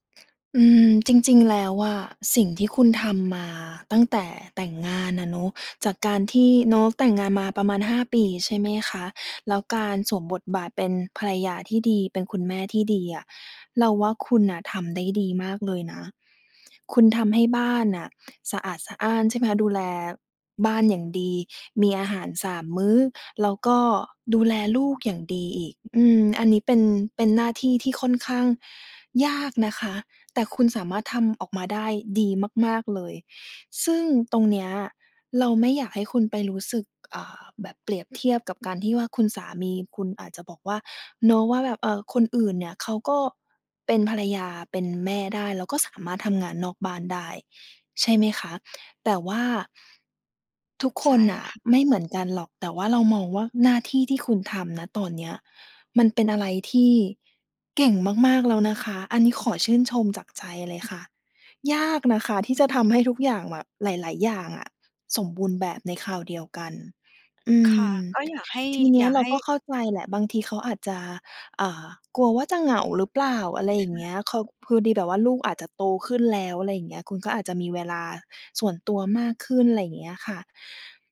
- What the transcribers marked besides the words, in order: none
- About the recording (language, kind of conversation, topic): Thai, advice, คุณรู้สึกอย่างไรเมื่อเผชิญแรงกดดันให้ยอมรับบทบาททางเพศหรือหน้าที่ที่สังคมคาดหวัง?